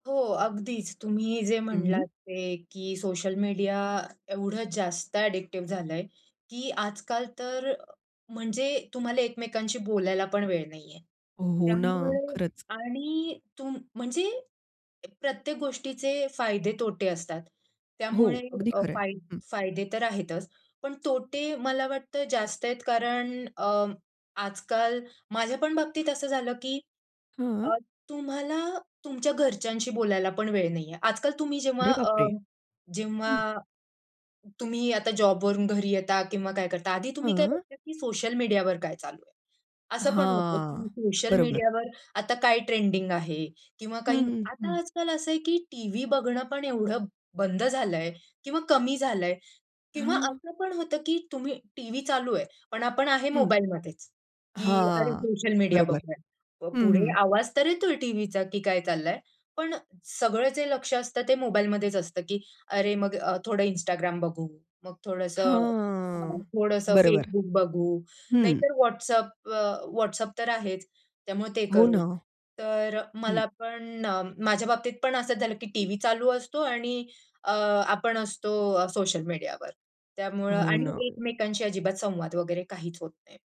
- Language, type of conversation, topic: Marathi, podcast, सोशल मीडियाचा मानसिक आरोग्यावर होणारा प्रभाव आपण कसा व्यवस्थापित करू शकतो?
- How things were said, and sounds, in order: in English: "अडिक्टिव"; drawn out: "हां"; in English: "ट्रेंडिंग"; drawn out: "हां"